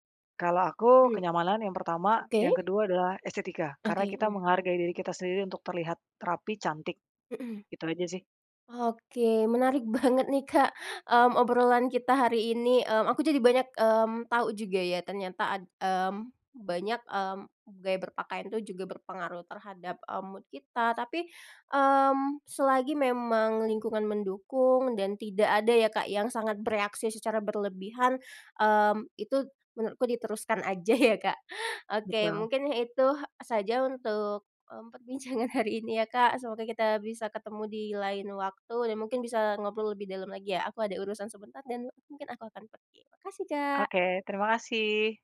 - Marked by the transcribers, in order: other background noise; laughing while speaking: "banget nih, Kak"; in English: "mood"; laughing while speaking: "ya"; laughing while speaking: "perbincangan"
- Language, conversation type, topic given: Indonesian, podcast, Gaya berpakaian seperti apa yang paling menggambarkan dirimu, dan mengapa?